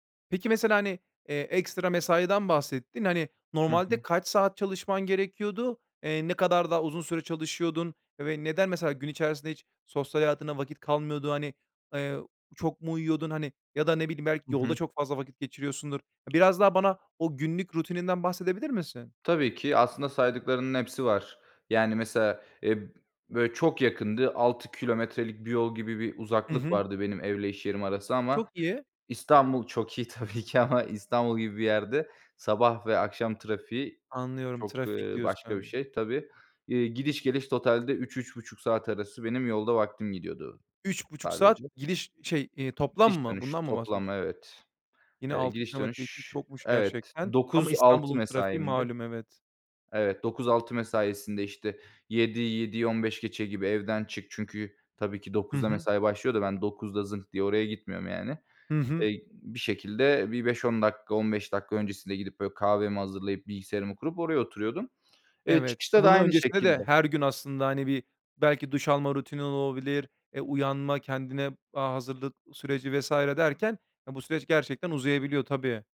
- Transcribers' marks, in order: tapping; laughing while speaking: "tabii ki"; other background noise
- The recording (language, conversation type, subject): Turkish, podcast, İş ve özel hayat arasında dengeyi hayatında nasıl sağlıyorsun?